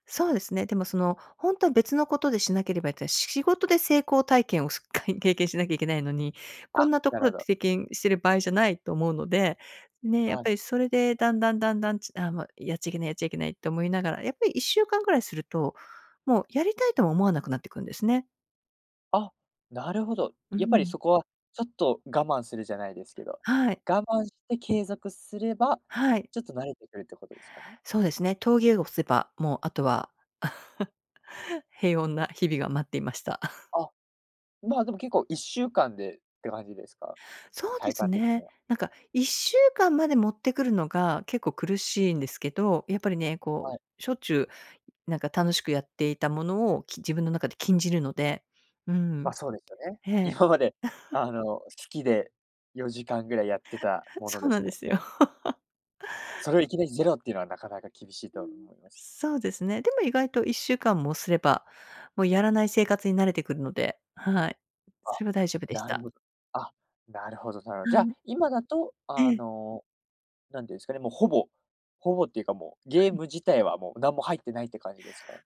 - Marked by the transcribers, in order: chuckle; chuckle; giggle; chuckle; laugh
- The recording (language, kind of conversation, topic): Japanese, podcast, デジタルデトックスを試したことはありますか？